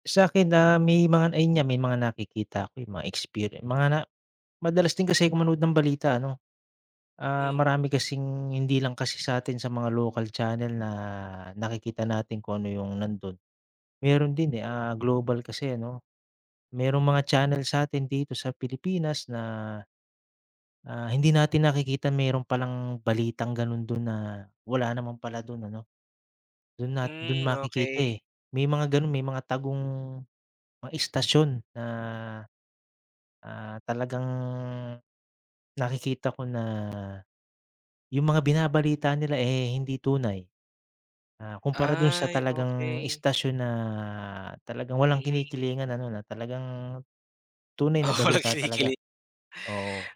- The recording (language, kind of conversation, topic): Filipino, podcast, Paano mo sinusuri kung totoo ang balitang nakikita mo sa internet?
- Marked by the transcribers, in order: "mga" said as "mgan"